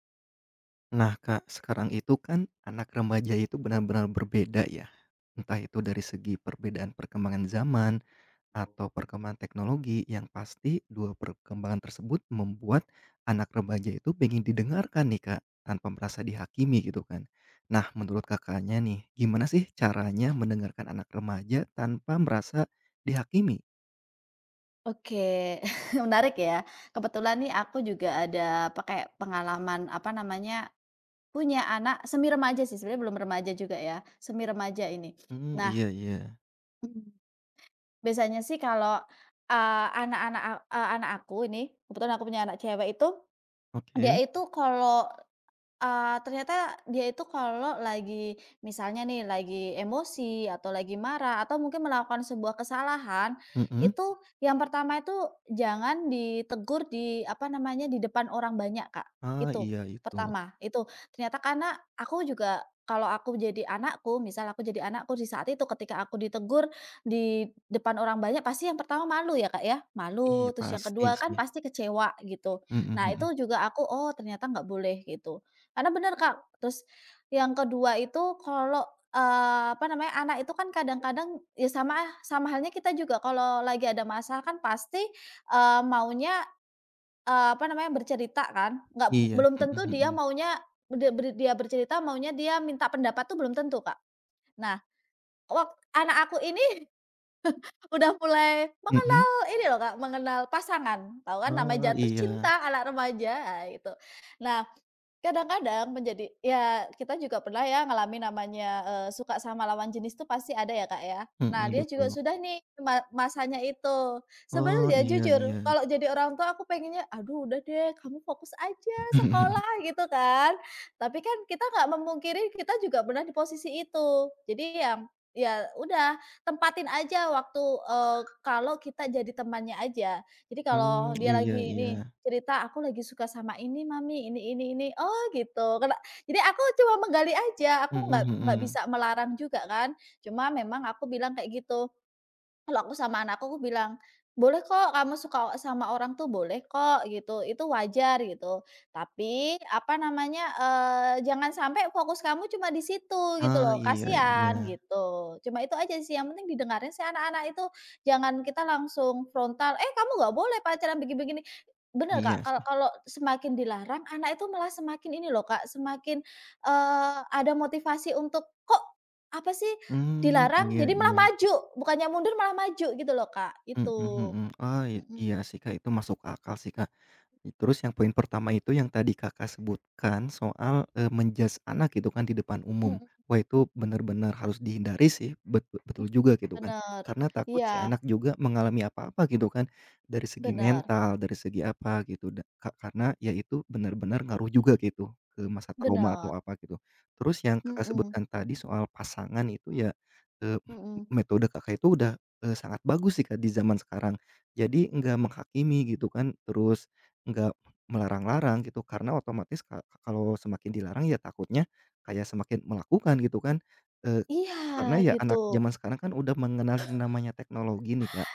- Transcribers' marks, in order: other background noise; chuckle; chuckle; chuckle; in English: "men-judge"; chuckle
- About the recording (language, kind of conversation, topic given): Indonesian, podcast, Bagaimana cara mendengarkan remaja tanpa menghakimi?
- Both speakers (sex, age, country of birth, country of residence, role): female, 30-34, Indonesia, Indonesia, guest; male, 30-34, Indonesia, Indonesia, host